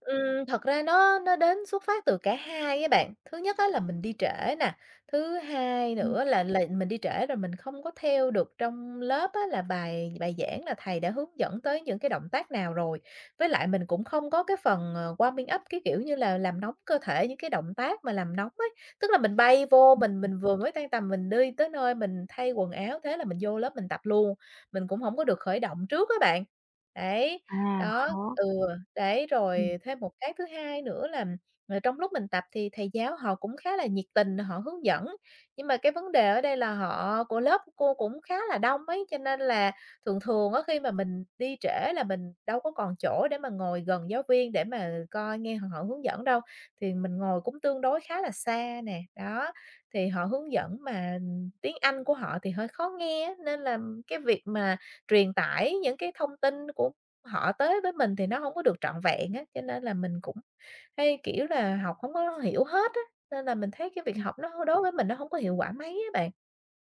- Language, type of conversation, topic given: Vietnamese, advice, Làm thế nào để duy trì thói quen tập thể dục đều đặn?
- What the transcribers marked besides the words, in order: tapping; in English: "warming up"; other background noise